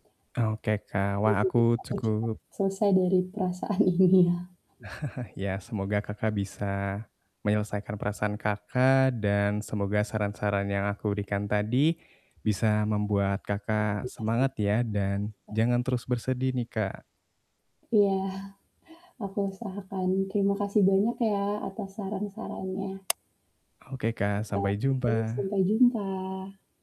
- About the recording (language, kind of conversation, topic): Indonesian, advice, Bagaimana saya bisa berduka atas ekspektasi yang tidak terpenuhi setelah putus cinta?
- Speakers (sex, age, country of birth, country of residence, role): female, 20-24, Indonesia, Indonesia, user; male, 20-24, Indonesia, Indonesia, advisor
- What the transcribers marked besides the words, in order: distorted speech; laughing while speaking: "perasaan ini"; chuckle; static; tapping